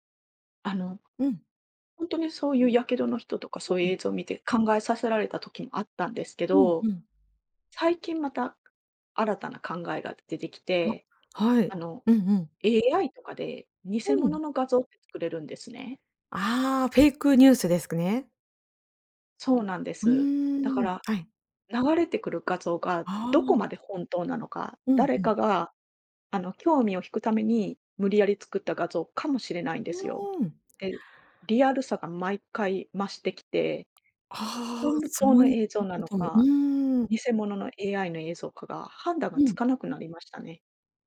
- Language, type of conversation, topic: Japanese, podcast, SNSとうまくつき合うコツは何だと思いますか？
- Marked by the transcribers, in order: none